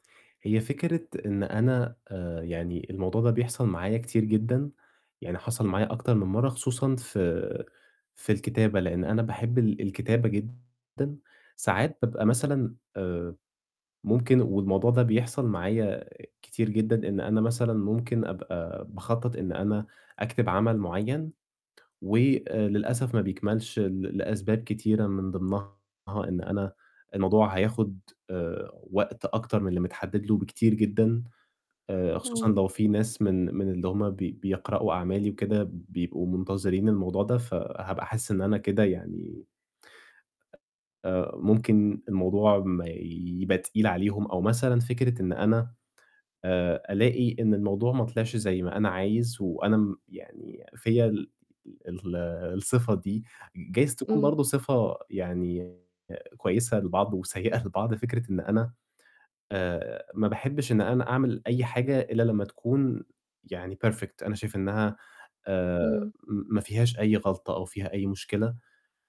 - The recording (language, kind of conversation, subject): Arabic, advice, إزاي كانت تجربتك مع إن أهدافك على المدى الطويل مش واضحة؟
- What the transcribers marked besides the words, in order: distorted speech; other noise; laughing while speaking: "وسيّئة"; in English: "perfect"